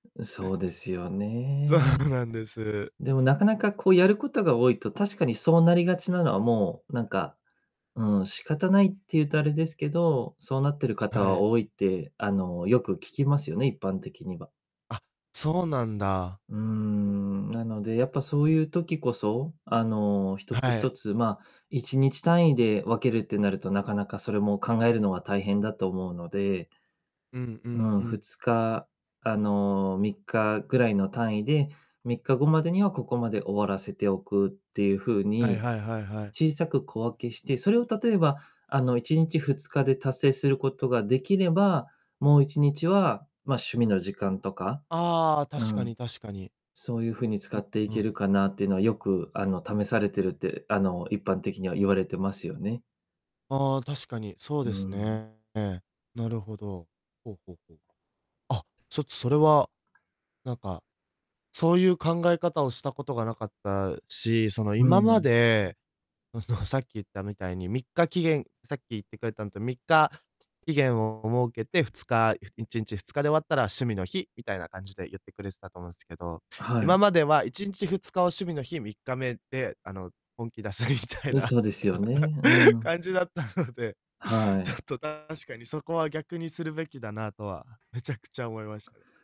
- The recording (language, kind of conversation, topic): Japanese, advice, やるべきことが多すぎて優先順位をつけられないと感じるのはなぜですか？
- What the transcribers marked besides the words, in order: distorted speech; laughing while speaking: "出すみたいな感じだったので"